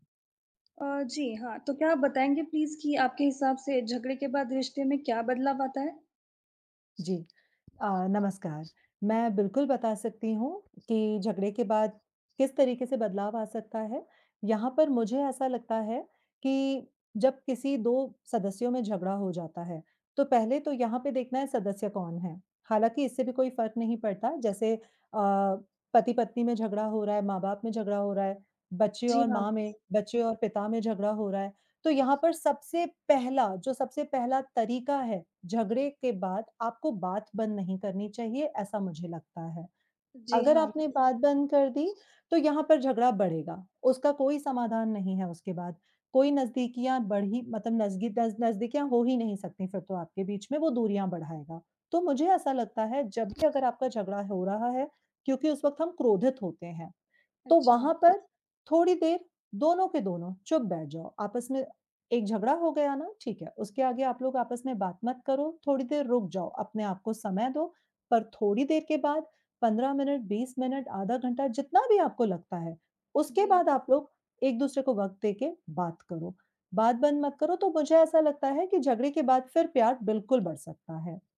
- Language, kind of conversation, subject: Hindi, unstructured, क्या झगड़े के बाद प्यार बढ़ सकता है, और आपका अनुभव क्या कहता है?
- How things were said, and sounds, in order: in English: "प्लीज़"; other background noise